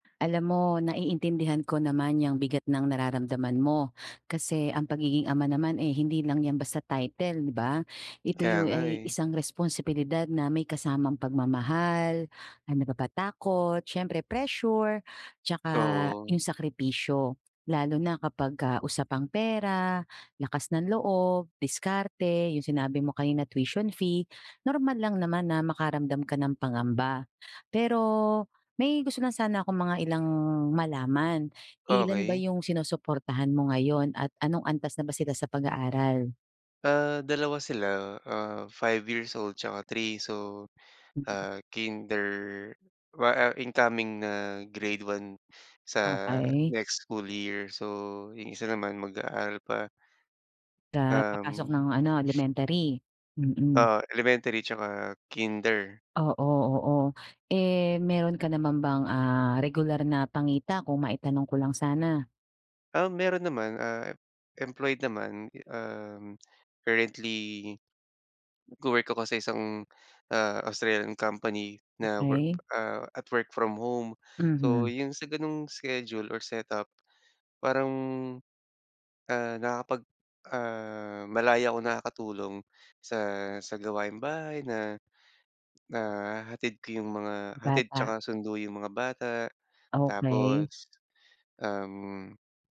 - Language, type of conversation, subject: Filipino, advice, Paano ako mabilis na makakakalma kapag bigla akong nababalisa o kinakabahan?
- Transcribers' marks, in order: other background noise; tapping; sniff; lip smack; in English: "currently"